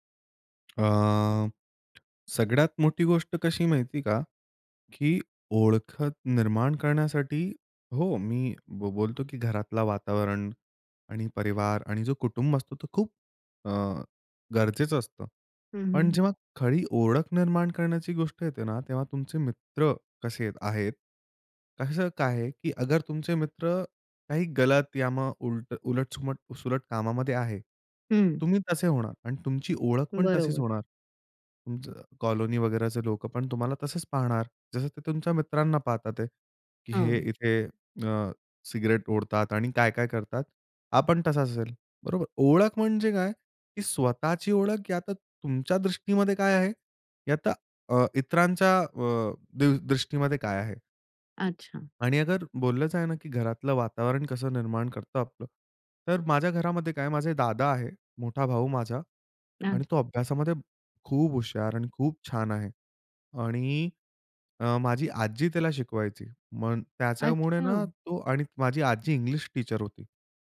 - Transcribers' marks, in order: tapping; "उलट-सुलट-" said as "उलट-सुमट"; unintelligible speech; in English: "टीचर"
- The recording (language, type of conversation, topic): Marathi, podcast, स्वतःला ओळखण्याचा प्रवास कसा होता?